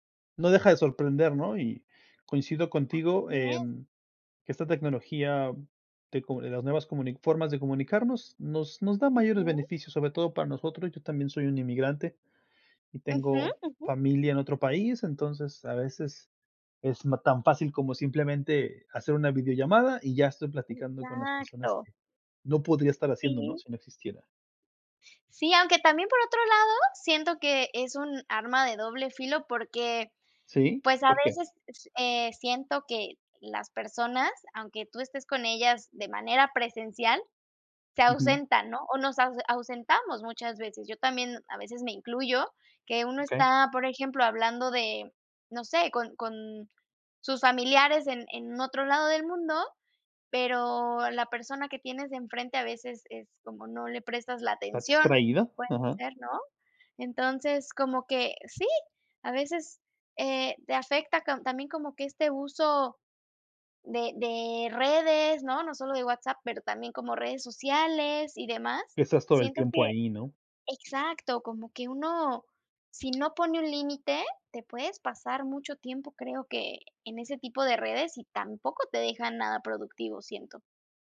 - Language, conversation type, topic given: Spanish, unstructured, ¿Cómo crees que la tecnología ha cambiado nuestra forma de comunicarnos?
- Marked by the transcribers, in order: other background noise